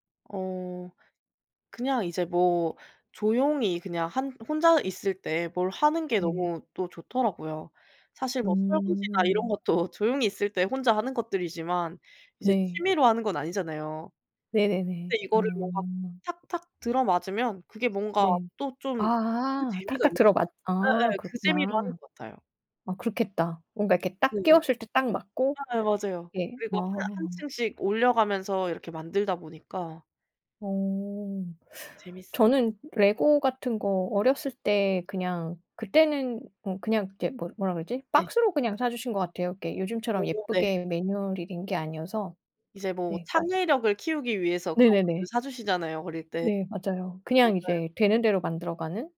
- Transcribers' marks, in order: tapping
- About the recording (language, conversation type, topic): Korean, unstructured, 요즘 가장 즐겨 하는 취미는 무엇인가요?